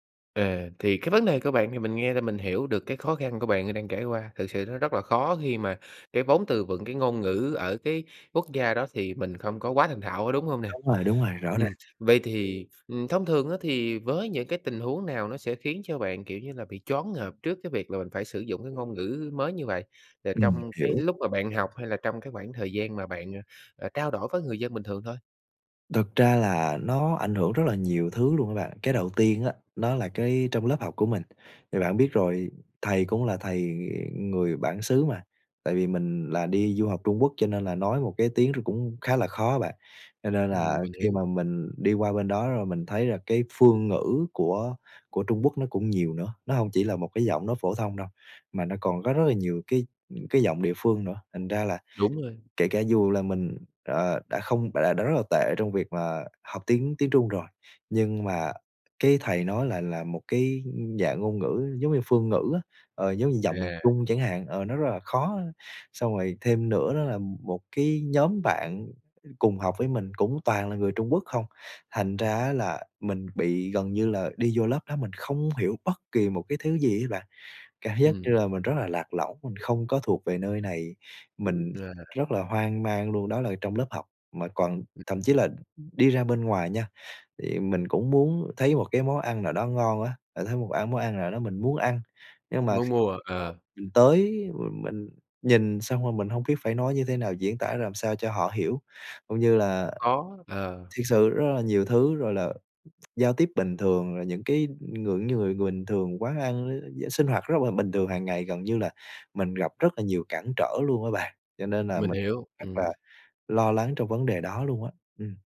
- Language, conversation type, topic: Vietnamese, advice, Bạn làm thế nào để bớt choáng ngợp vì chưa thành thạo ngôn ngữ ở nơi mới?
- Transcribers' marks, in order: laughing while speaking: "cảm giác"; other background noise; tapping; tsk